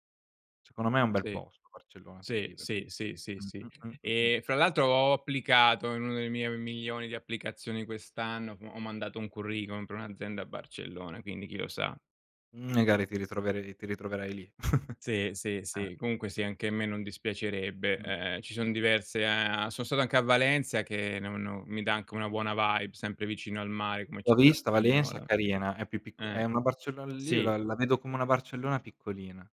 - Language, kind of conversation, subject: Italian, unstructured, Cosa preferisci tra mare, montagna e città?
- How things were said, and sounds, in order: chuckle; in English: "vibe"; other background noise